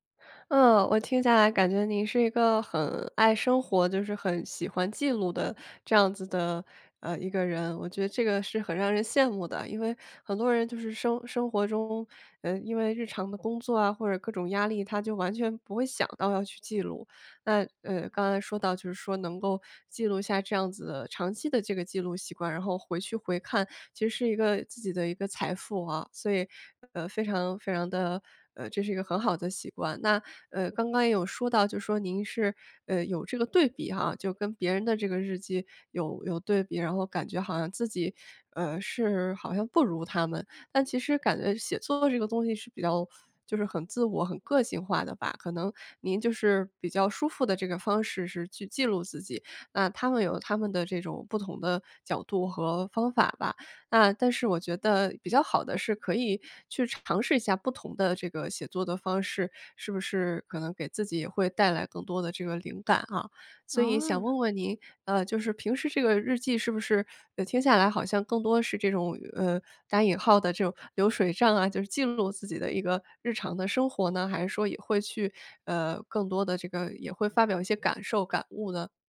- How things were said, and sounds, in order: none
- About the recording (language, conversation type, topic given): Chinese, advice, 写作怎样能帮助我更了解自己？